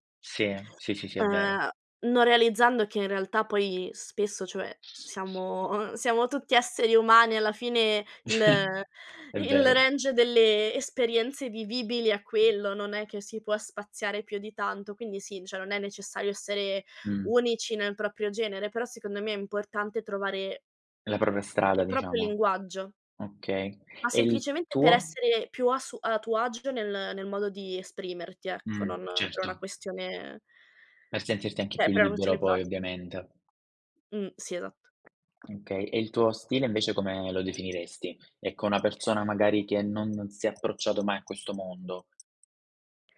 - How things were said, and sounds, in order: other background noise; chuckle; in English: "range"; tapping
- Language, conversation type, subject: Italian, podcast, Quale consiglio pratico daresti a chi vuole cominciare domani?
- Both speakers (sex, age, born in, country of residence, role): female, 20-24, Italy, Italy, guest; male, 25-29, Italy, Italy, host